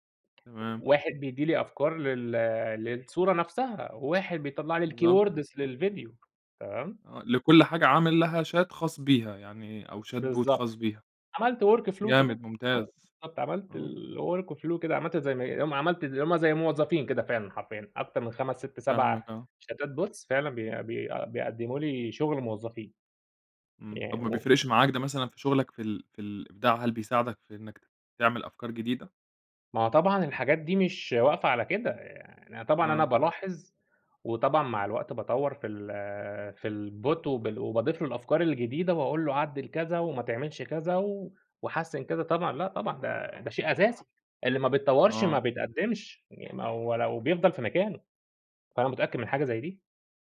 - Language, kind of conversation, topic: Arabic, podcast, إيه اللي بيحرّك خيالك أول ما تبتدي مشروع جديد؟
- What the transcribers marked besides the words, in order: in English: "الkeywords"; unintelligible speech; tapping; in English: "Chat"; in English: "Chat Bot"; in English: "work flow"; unintelligible speech; in English: "الwork flow"; unintelligible speech; in English: "شاتات Bots"; in English: "الbot"; other background noise; door